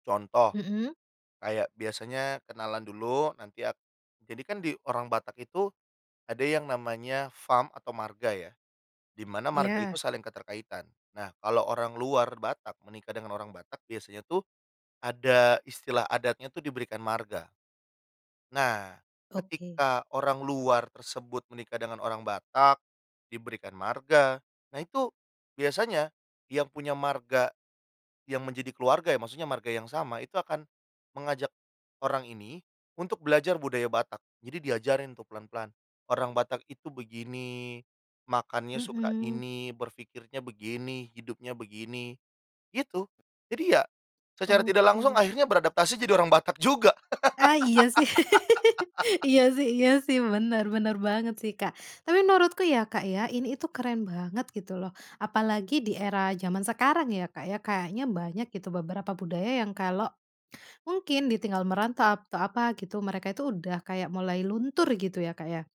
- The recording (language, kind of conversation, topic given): Indonesian, podcast, Bagaimana keluarga kamu mempertahankan budaya asal saat merantau?
- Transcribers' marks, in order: chuckle; laugh; "merantau" said as "merantap"